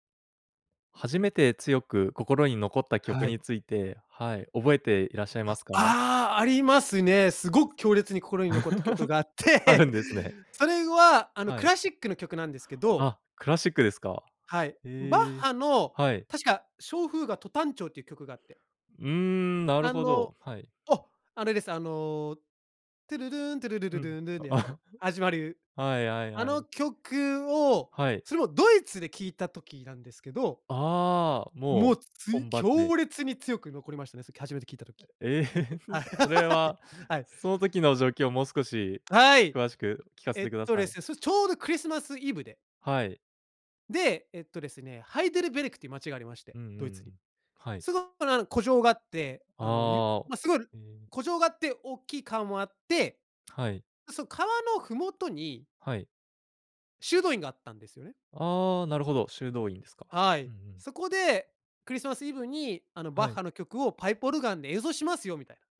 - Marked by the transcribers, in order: anticipating: "ああ！ありますね、すごく強烈に心に残った曲があって"; other noise; laugh; singing: "トゥルルーン、トゥルルルルーンルーン"; chuckle; stressed: "ドイツ"; laughing while speaking: "ええ"; laughing while speaking: "は、はい"; anticipating: "はい！"
- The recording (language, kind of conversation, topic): Japanese, podcast, 初めて強く心に残った曲を覚えていますか？